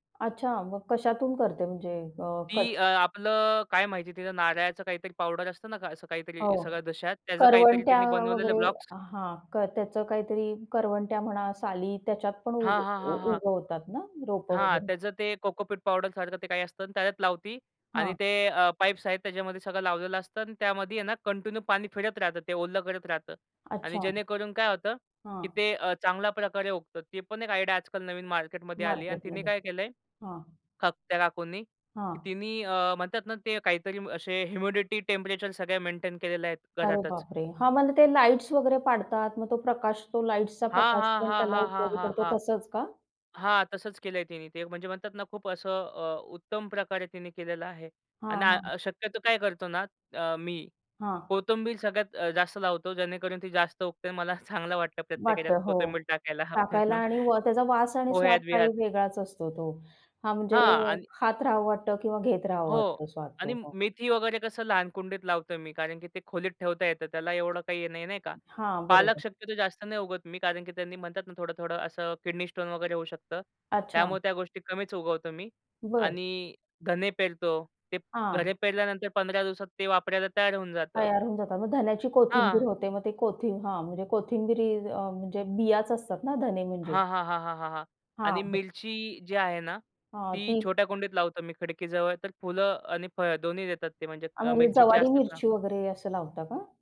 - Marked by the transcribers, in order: in English: "कंटिन्यू"; in English: "आयडिया"; in English: "टेम्परेचर"; laughing while speaking: "चांगलं"; laughing while speaking: "टाकायला"; chuckle; other noise; other background noise; unintelligible speech
- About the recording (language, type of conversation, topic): Marathi, podcast, छोट्या जागेत भाजीबाग कशी उभाराल?